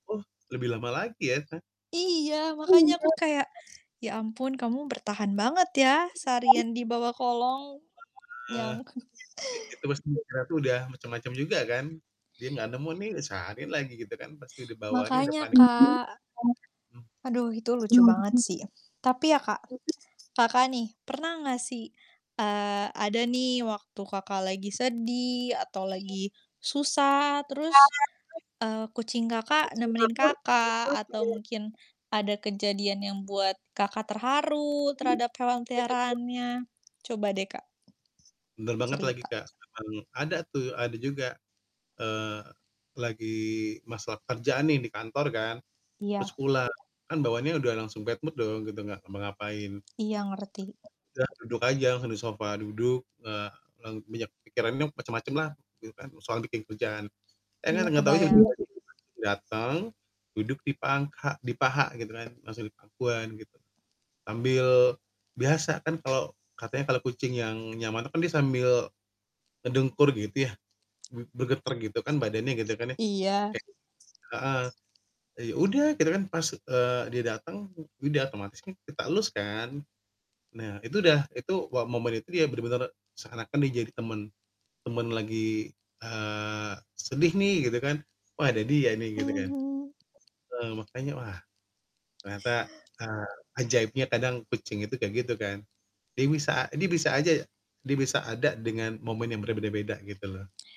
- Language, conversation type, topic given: Indonesian, unstructured, Apa hal yang paling menyenangkan dari memelihara hewan?
- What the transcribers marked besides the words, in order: background speech; other background noise; distorted speech; laughing while speaking: "Nyangkut"; static; tapping; in English: "bad mood"; "ngedengkur" said as "ngedungkur"